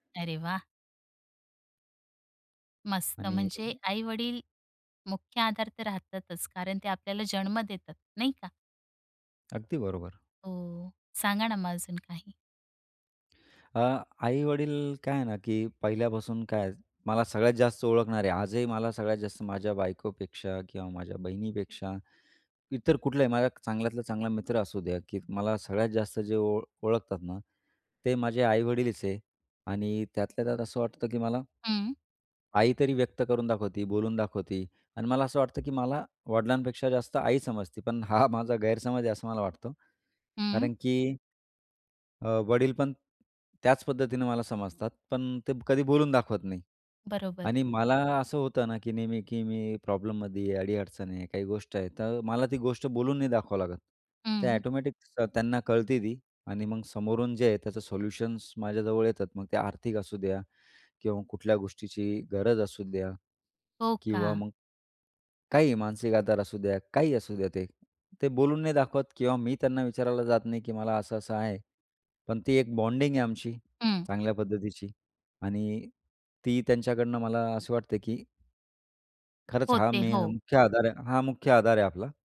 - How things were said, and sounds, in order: other background noise; in English: "प्रॉब्लममध्ये"; in English: "ऑटोमॅटिक"; in English: "सोल्युशन्स"; in English: "बॉन्डिंग"
- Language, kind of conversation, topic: Marathi, podcast, तुमच्या आयुष्यातला मुख्य आधार कोण आहे?